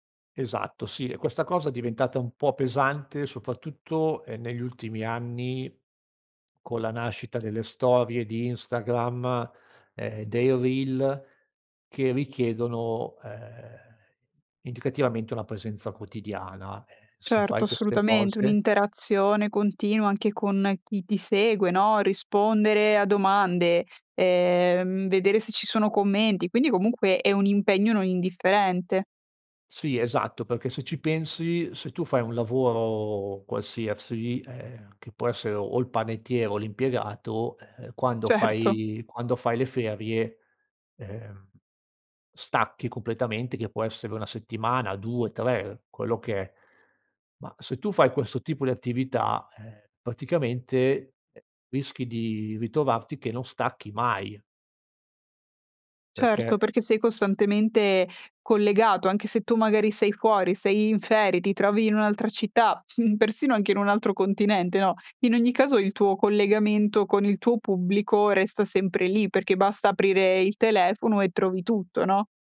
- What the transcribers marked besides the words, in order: laughing while speaking: "Certo"; chuckle
- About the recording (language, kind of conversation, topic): Italian, podcast, Hai mai fatto una pausa digitale lunga? Com'è andata?